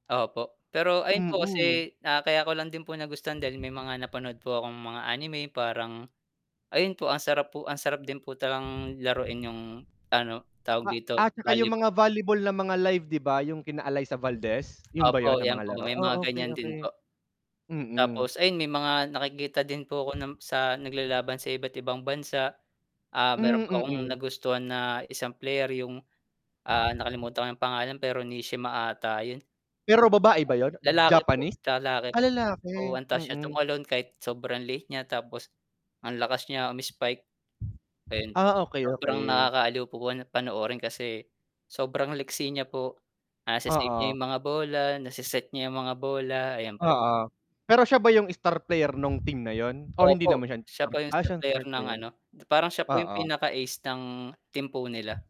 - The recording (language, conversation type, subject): Filipino, unstructured, Ano ang madalas mong gawin kapag may libreng oras ka?
- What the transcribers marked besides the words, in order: distorted speech; static; wind; background speech